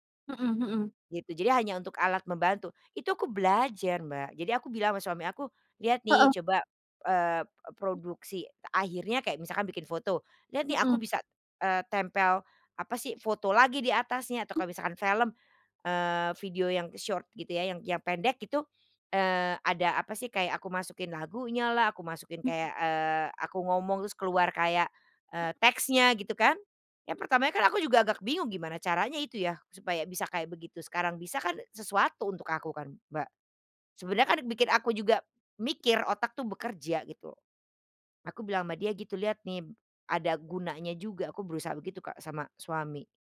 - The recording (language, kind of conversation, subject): Indonesian, unstructured, Bagaimana perasaanmu kalau ada yang mengejek hobimu?
- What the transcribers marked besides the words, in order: other background noise; in English: "short"; tapping